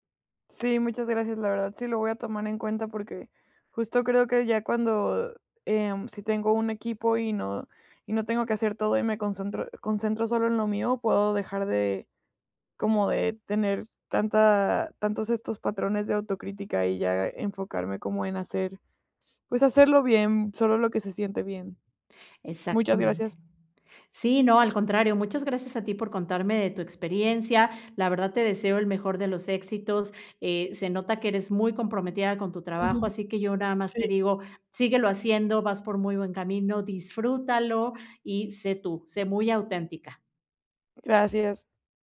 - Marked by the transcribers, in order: other background noise; tapping
- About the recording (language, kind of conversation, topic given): Spanish, advice, ¿Por qué sigo repitiendo un patrón de autocrítica por cosas pequeñas?